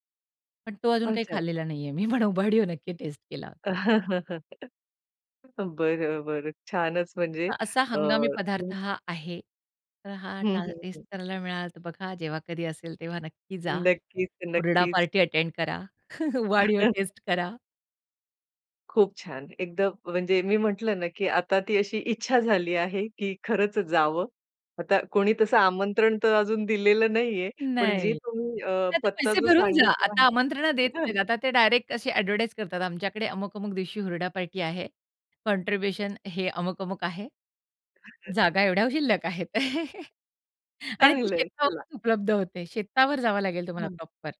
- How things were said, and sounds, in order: laughing while speaking: "पण उबाडियो नक्की टेस्ट केला होता"; laugh; unintelligible speech; other background noise; in English: "अटेंड"; chuckle; laugh; unintelligible speech; in English: "एडव्हर्टाइज"; in English: "कॉन्ट्रिब्युशन"; chuckle; laugh; in English: "प्रॉपर"
- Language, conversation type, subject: Marathi, podcast, हंगामी पदार्थांबद्दल तुझी आवडती आठवण कोणती आहे?